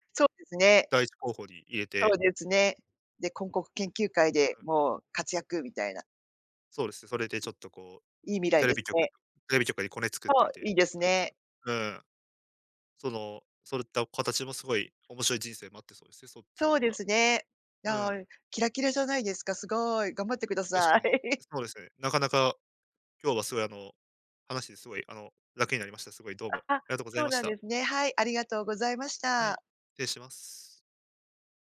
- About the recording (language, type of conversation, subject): Japanese, advice, 学校に戻って学び直すべきか、どう判断すればよいですか？
- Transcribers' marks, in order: laugh